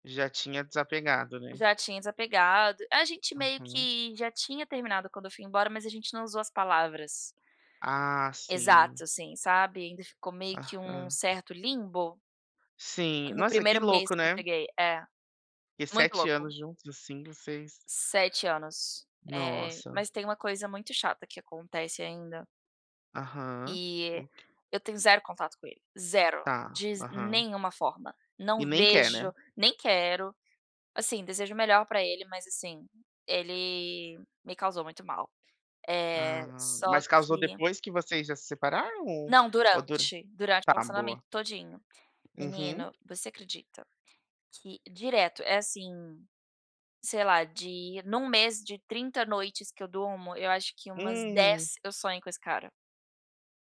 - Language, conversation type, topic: Portuguese, unstructured, Qual foi a maior surpresa que o amor lhe trouxe?
- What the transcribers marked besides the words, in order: other background noise; tapping